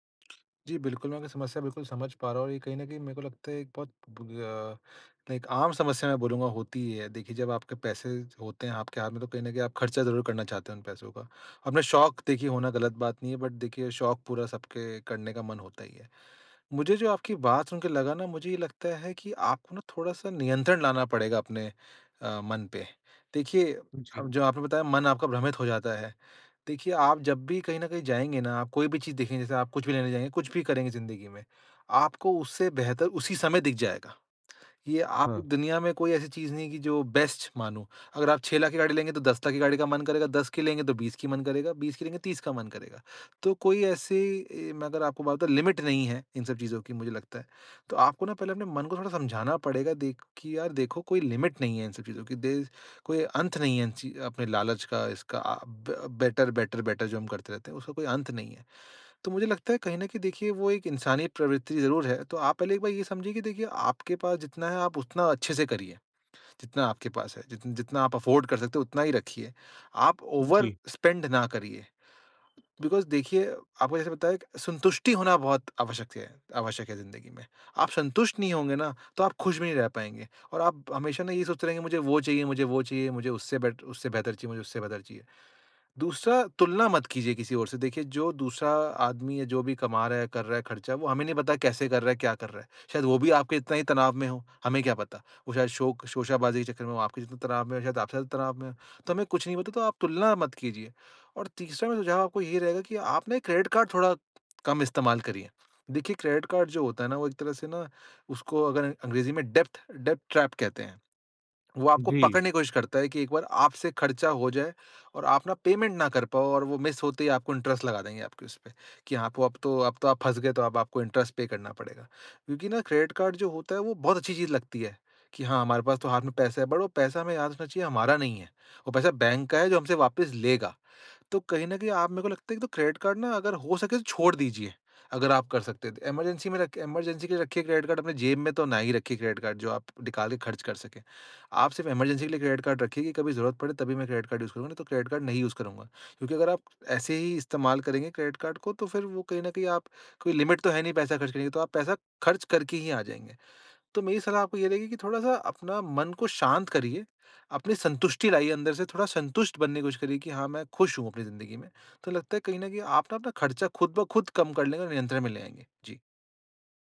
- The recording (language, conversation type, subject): Hindi, advice, मैं अपनी चाहतों और जरूरतों के बीच संतुलन कैसे बना सकता/सकती हूँ?
- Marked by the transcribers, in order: tapping; in English: "लाइक"; in English: "बट"; in English: "बेस्ट"; in English: "लिमिट"; in English: "लिमिट"; in English: "बेटर-बेटर, बेटर"; in English: "अफोर्ड"; in English: "ओवर-स्पेंड"; in English: "बिकॉज़"; in English: "बेटर"; in English: "डेप्थ-डेप्थ ट्रैप"; in English: "पेमेंट"; in English: "मिस"; in English: "इंटरेस्ट"; in English: "इंटरेस्ट पे"; in English: "बट"; in English: "बैंक"; in English: "इमरजेंसी"; in English: "इमरजेंसी"; in English: "इमरजेंसी"; in English: "यूज़"; in English: "यूज़"; in English: "लिमिट"